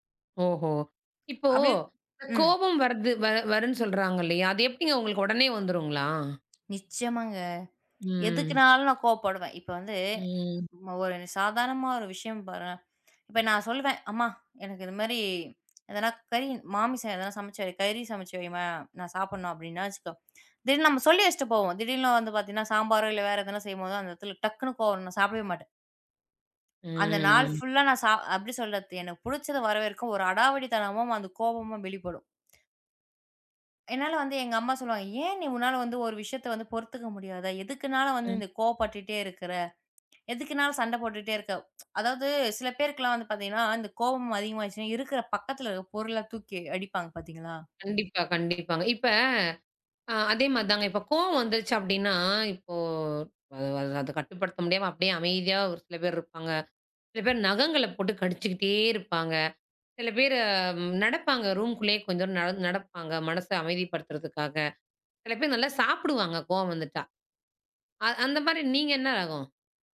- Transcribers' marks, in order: unintelligible speech; drawn out: "ம்"; other background noise; drawn out: "ம்"; tsk; drawn out: "இப்போ"
- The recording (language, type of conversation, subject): Tamil, podcast, கோபம் வந்தால் அதை எப்படி கையாளுகிறீர்கள்?